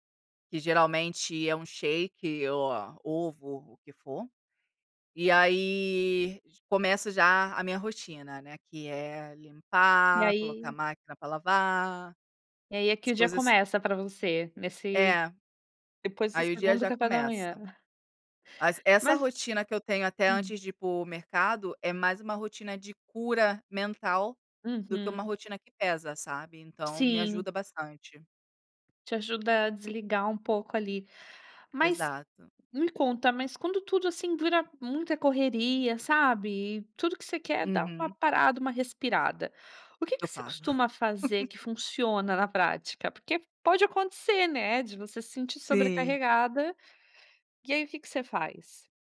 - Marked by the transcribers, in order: chuckle
- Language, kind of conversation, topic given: Portuguese, podcast, Como você cuida da sua saúde mental no dia a dia?